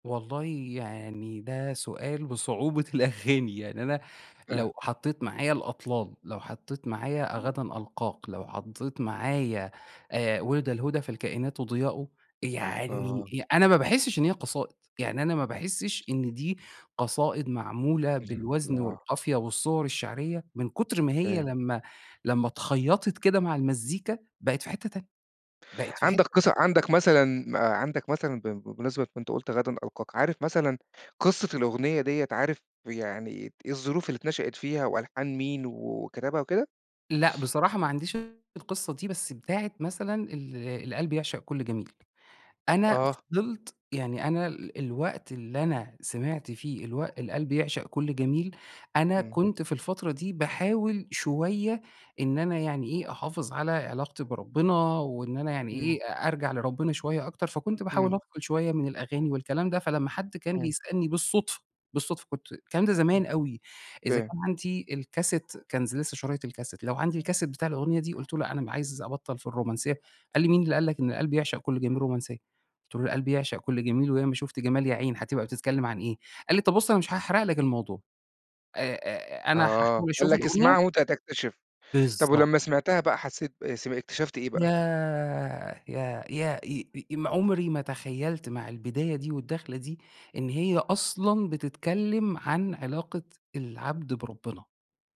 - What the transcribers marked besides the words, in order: laughing while speaking: "الأغاني"; other background noise; tapping; unintelligible speech; sniff
- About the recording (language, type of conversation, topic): Arabic, podcast, ليه في أغاني بتبقى حكايات بتفضل عايشة مع الناس سنين؟